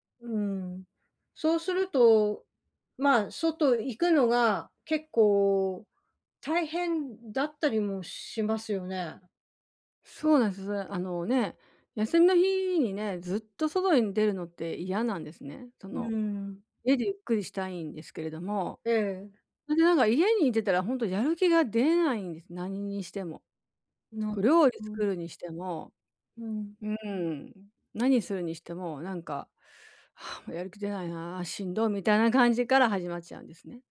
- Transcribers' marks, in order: sigh
- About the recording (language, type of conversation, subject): Japanese, advice, やる気が出ないとき、どうすれば一歩を踏み出せますか？